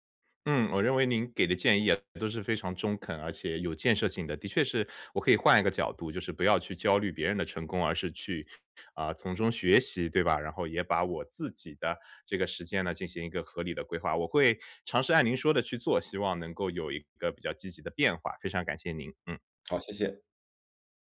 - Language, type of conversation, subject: Chinese, advice, 如何在追求成就的同时保持身心健康？
- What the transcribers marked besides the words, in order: other background noise